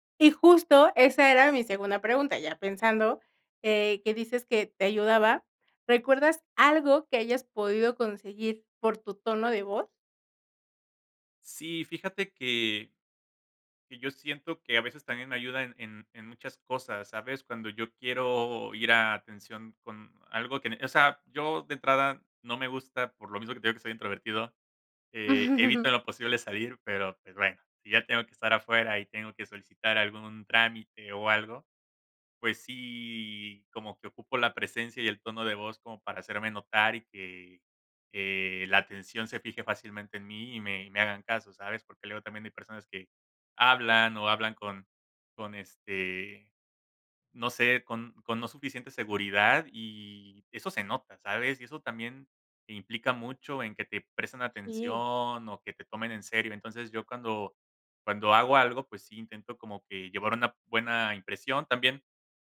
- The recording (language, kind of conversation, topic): Spanish, podcast, ¿Te ha pasado que te malinterpretan por tu tono de voz?
- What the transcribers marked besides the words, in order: chuckle; drawn out: "sí"